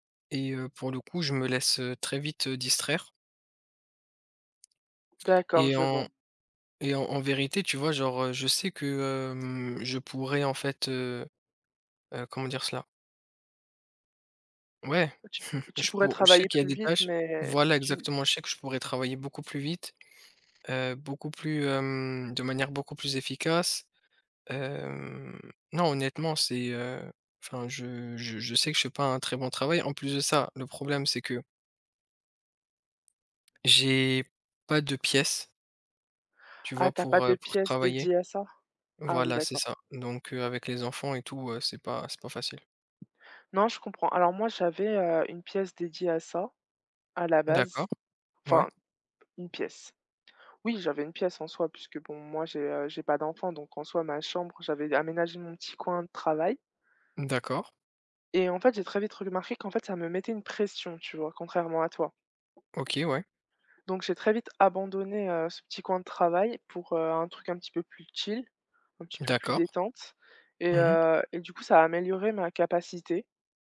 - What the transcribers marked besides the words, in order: scoff; tapping; "remarqué" said as "regmarqué"
- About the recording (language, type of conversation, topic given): French, unstructured, Quelle est votre stratégie pour maintenir un bon équilibre entre le travail et la vie personnelle ?